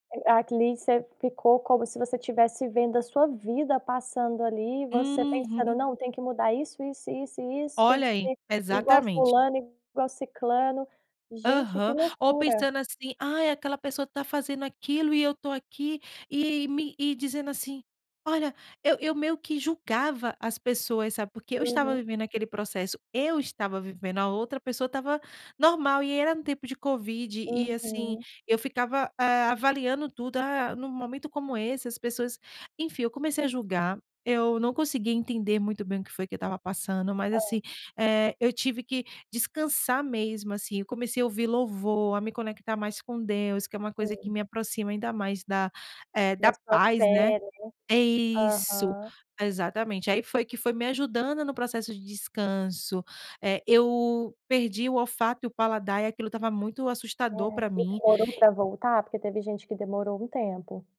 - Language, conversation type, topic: Portuguese, podcast, Como você equilibra atividade e descanso durante a recuperação?
- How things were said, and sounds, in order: unintelligible speech